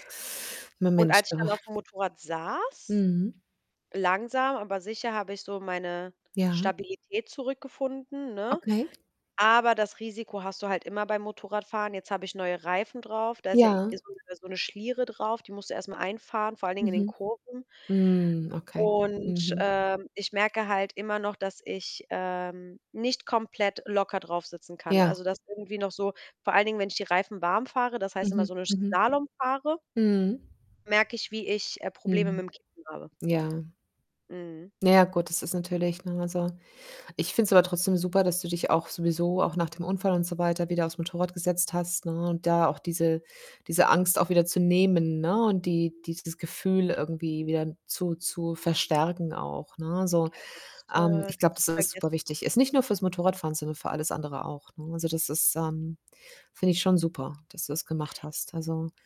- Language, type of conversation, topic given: German, unstructured, Was treibt Innovationen stärker voran: Risiko oder Stabilität?
- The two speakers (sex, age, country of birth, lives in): female, 30-34, Italy, Germany; female, 50-54, Germany, Germany
- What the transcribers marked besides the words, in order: distorted speech; unintelligible speech